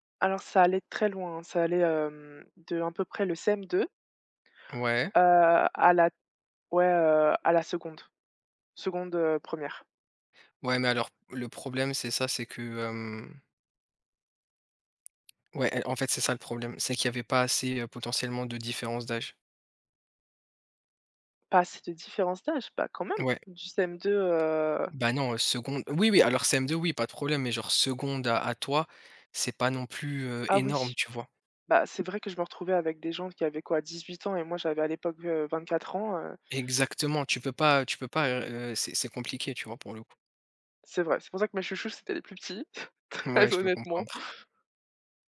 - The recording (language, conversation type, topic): French, unstructured, Quelle est votre stratégie pour maintenir un bon équilibre entre le travail et la vie personnelle ?
- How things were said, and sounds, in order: tapping; laughing while speaking: "Ouais"; chuckle; laughing while speaking: "très"